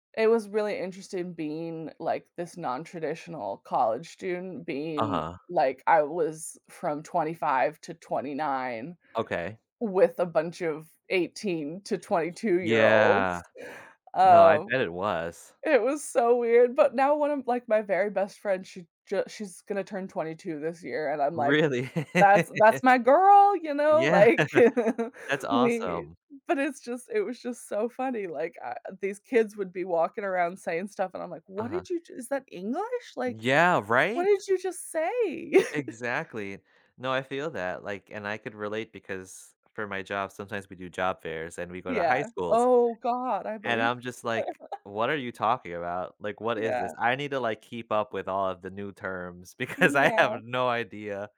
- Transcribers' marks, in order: laugh; chuckle; laughing while speaking: "Yeah"; chuckle; laugh; laughing while speaking: "because I have no idea"
- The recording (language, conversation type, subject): English, unstructured, How do you balance the desire for adventure with the need for comfort in life?
- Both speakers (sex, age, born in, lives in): female, 30-34, United States, United States; male, 25-29, United States, United States